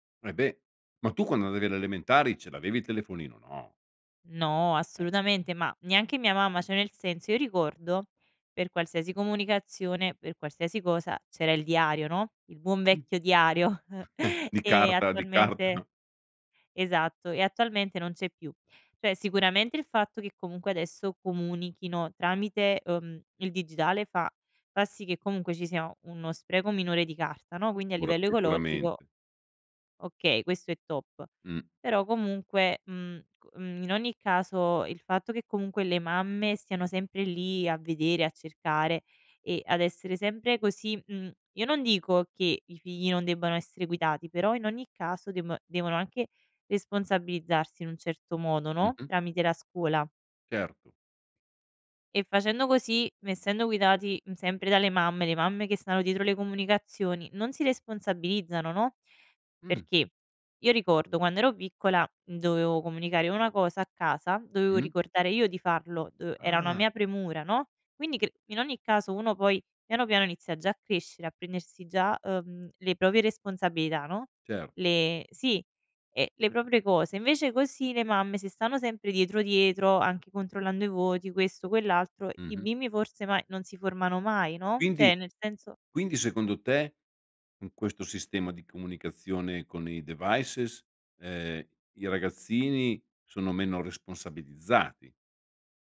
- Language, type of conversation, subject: Italian, podcast, Che ruolo hanno i gruppi WhatsApp o Telegram nelle relazioni di oggi?
- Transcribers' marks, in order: "Cioè" said as "ceh"; chuckle; "Cioè" said as "ceh"; other background noise; "cioè" said as "ceh"; in English: "devices"